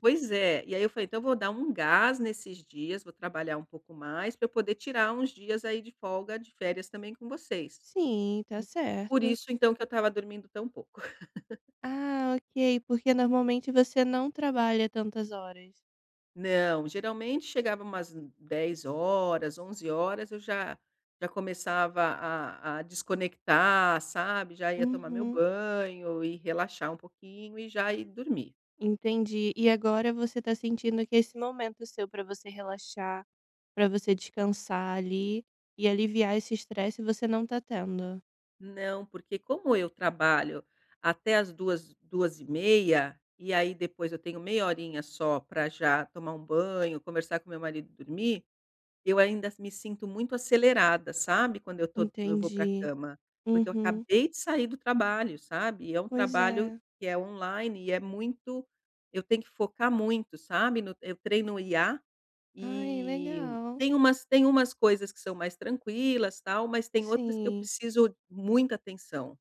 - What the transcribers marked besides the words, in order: other background noise; laugh
- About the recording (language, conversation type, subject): Portuguese, advice, Por que não consigo relaxar depois de um dia estressante?